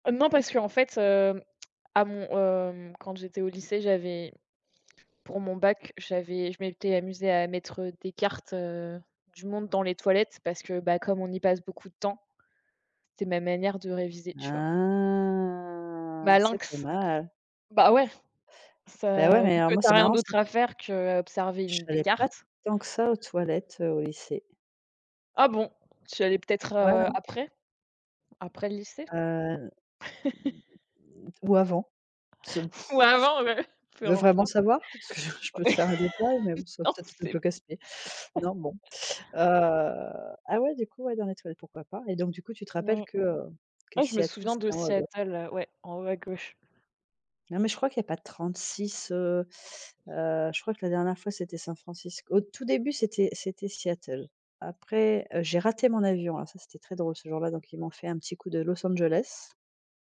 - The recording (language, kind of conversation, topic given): French, unstructured, Préférez-vous partir en vacances à l’étranger ou faire des découvertes près de chez vous ?
- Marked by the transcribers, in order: drawn out: "Ah !"; drawn out: "ou"; sigh; laugh; chuckle; laughing while speaking: "Ou avant, ouais"; laugh; laughing while speaking: "Non, c'est bon"; laugh